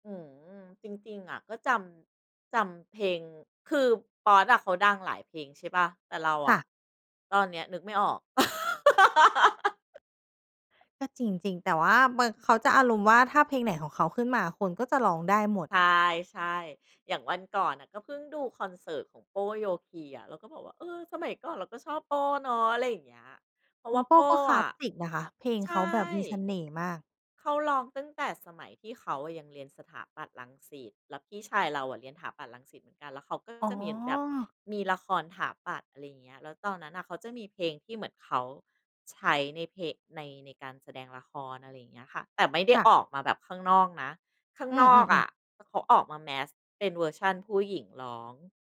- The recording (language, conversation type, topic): Thai, podcast, มีเพลงไหนที่พอฟังแล้วพาคุณย้อนกลับไปวัยเด็กได้ไหม?
- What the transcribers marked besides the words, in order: chuckle; laugh